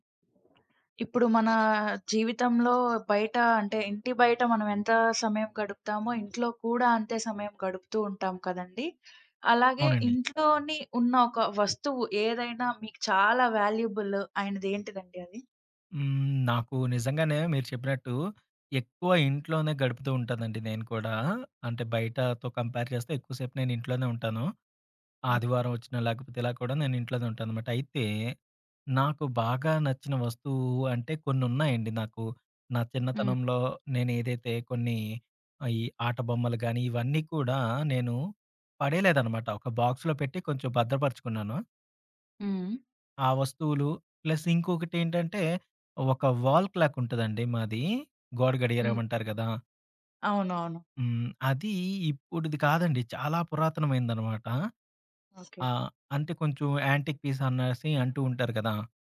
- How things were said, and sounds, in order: other background noise; in English: "వాల్యూబుల్"; in English: "కంపేర్"; in English: "బాక్స్‌లో"; in English: "ప్లస్"; in English: "వాల్ క్లాక్"; in English: "యాంటిక్ పీస్"
- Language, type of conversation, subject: Telugu, podcast, ఇంట్లో మీకు అత్యంత విలువైన వస్తువు ఏది, ఎందుకు?